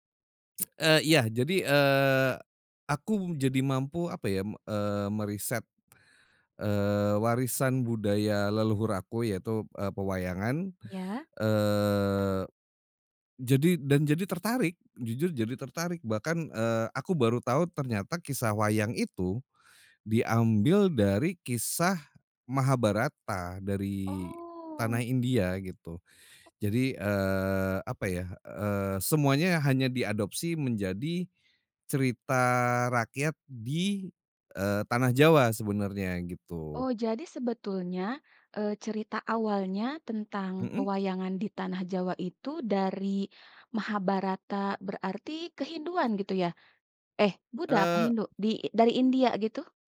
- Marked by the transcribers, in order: tsk; tapping; other background noise
- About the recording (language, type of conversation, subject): Indonesian, podcast, Bagaimana teknologi membantu kamu tetap dekat dengan akar budaya?